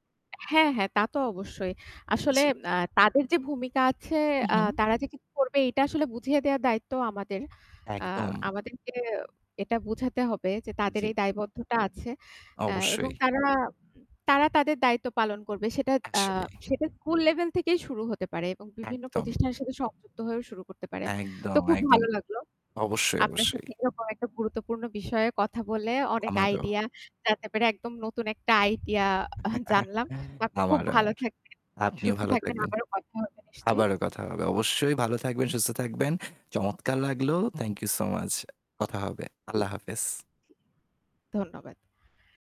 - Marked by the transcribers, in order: other background noise; static; distorted speech; in English: "আইডিয়া"; in English: "আইডিয়া"; laugh; tapping; in English: "থ্যাংক ইউ সো মাচ"
- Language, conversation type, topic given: Bengali, unstructured, পরিবেশ দূষণ কমাতে আমরা কী করতে পারি?